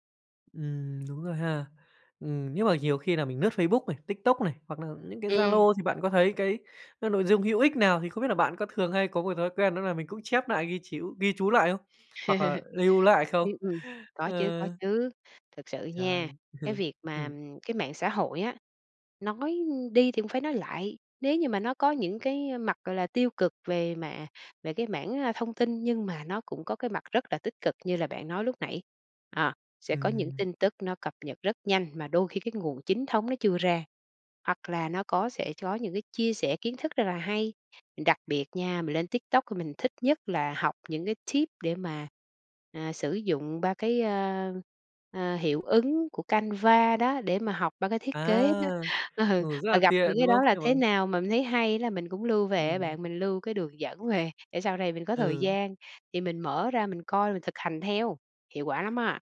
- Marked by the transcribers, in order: "lướt" said as "nướt"; chuckle; tapping; chuckle; laughing while speaking: "Ừ"; unintelligible speech
- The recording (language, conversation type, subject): Vietnamese, podcast, Bạn đánh giá và kiểm chứng nguồn thông tin như thế nào trước khi dùng để học?